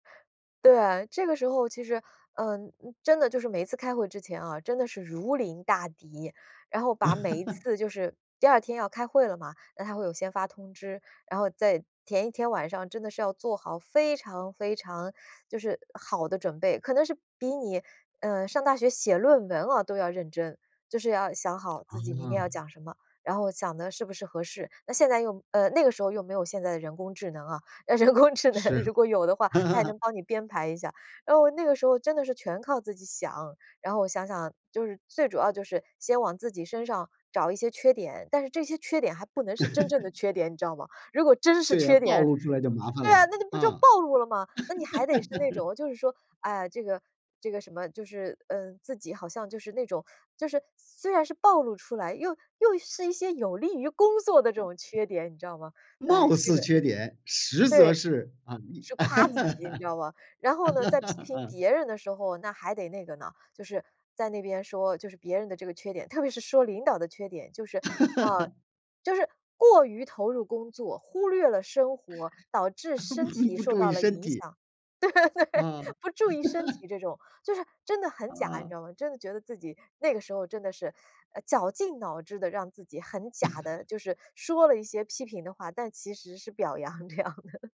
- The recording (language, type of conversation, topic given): Chinese, podcast, 如何克服上台或在公众场合讲话时的紧张？
- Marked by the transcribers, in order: laugh; other background noise; laughing while speaking: "人工智能如果有的话"; laugh; laugh; laugh; other noise; laugh; laugh; laugh; laughing while speaking: "对"; laugh; chuckle; laughing while speaking: "表扬这样的"